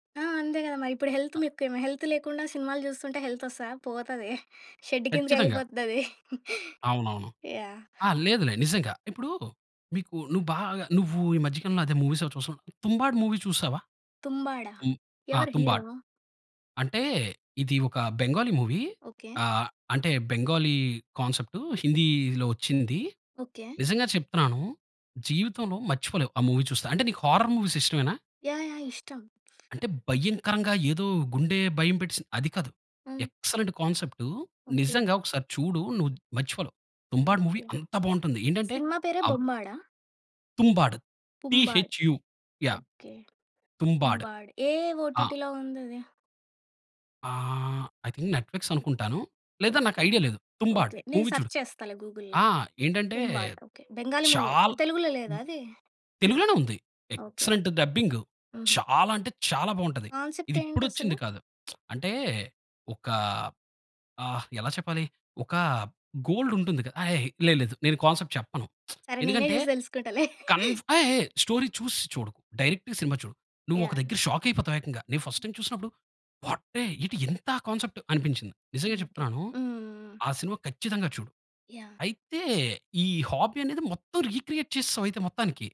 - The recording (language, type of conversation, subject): Telugu, podcast, మధ్యలో వదిలేసి తర్వాత మళ్లీ పట్టుకున్న అభిరుచి గురించి చెప్పగలరా?
- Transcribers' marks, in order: in English: "హెల్త్"; in English: "హెల్త్"; in English: "హెల్త్"; chuckle; in English: "షెడ్"; chuckle; in English: "మూవీస్"; in English: "మూవీ"; in English: "మూవీ"; in English: "మూవీ"; in English: "హారర్ మూవీస్"; tapping; in English: "మూవీ"; in English: "ఓటిటిలో"; in English: "ఐ థింక్ నెట్‌ఫ్లిక్స్"; in English: "సర్చ్"; in English: "గూగుల్‌లో"; in English: "మూవీ"; other background noise; in English: "మూవీ"; in English: "ఎక్సెలెంట్ డబ్బింగ్"; lip smack; in English: "కాన్సెప్ట్"; in English: "గోల్డ్"; in English: "కాన్సెప్ట్"; lip smack; in English: "స్టోరీ"; in English: "డైరెక్ట్‌గా"; chuckle; in English: "షాక్"; in English: "ఫస్ట్ టైమ్"; in English: "వాటే"; in English: "కాన్సెప్ట్"; in English: "హాబీ"; in English: "రీక్రియేట్"